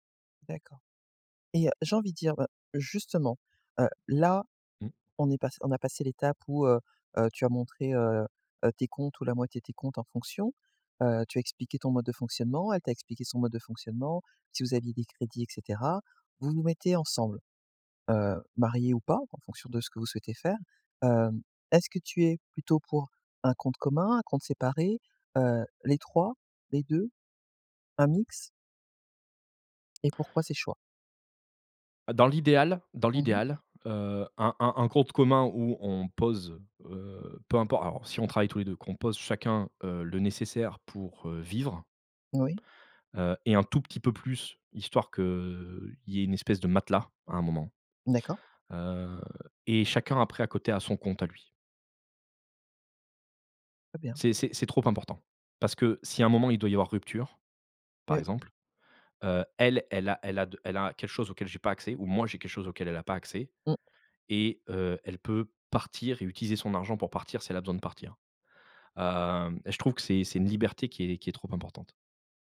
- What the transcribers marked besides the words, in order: stressed: "elle"
- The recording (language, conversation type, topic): French, podcast, Comment parles-tu d'argent avec ton partenaire ?